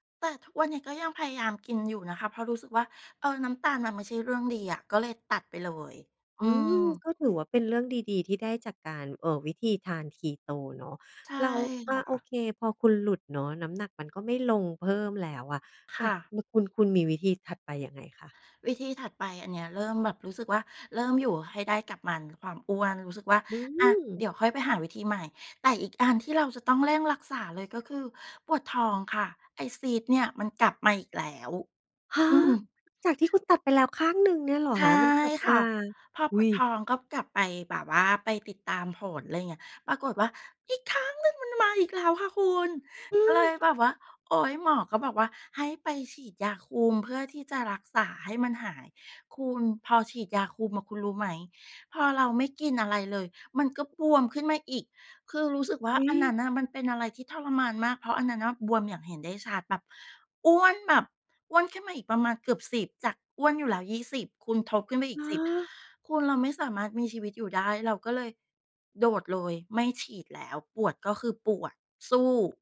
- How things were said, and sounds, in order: other background noise; put-on voice: "อีกข้างหนึ่งมันมาอีกแล้ว"
- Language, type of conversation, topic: Thai, podcast, คุณเริ่มต้นจากตรงไหนเมื่อจะสอนตัวเองเรื่องใหม่ๆ?